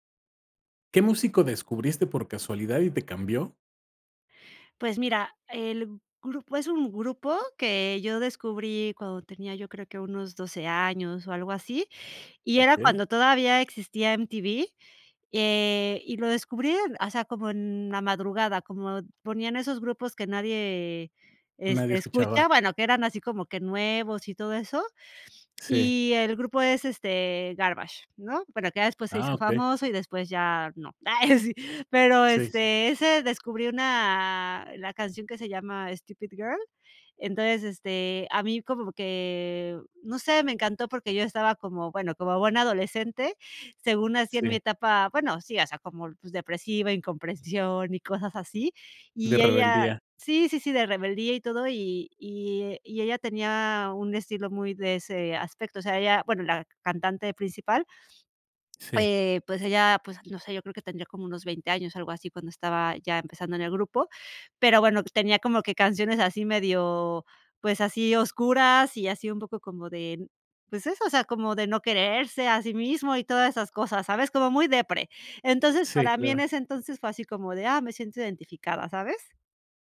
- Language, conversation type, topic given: Spanish, podcast, ¿Qué músico descubriste por casualidad que te cambió la vida?
- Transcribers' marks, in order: tapping